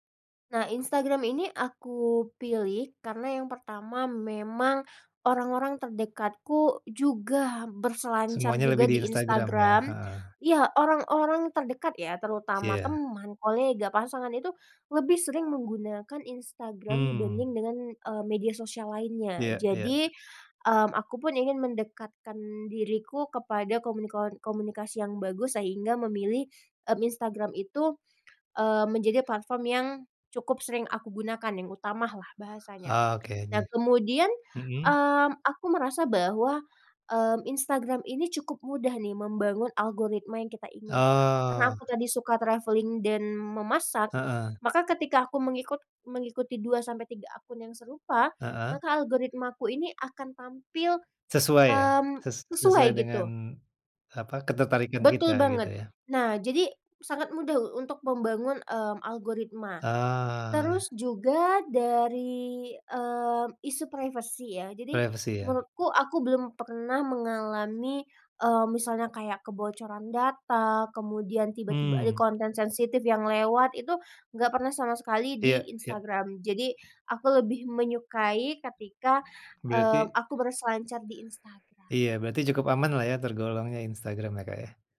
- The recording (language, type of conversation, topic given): Indonesian, podcast, Menurutmu, media sosial lebih banyak memberi manfaat atau justru membawa kerugian?
- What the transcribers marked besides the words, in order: other background noise; drawn out: "Oh"; in English: "travelling"; tapping; drawn out: "Ah"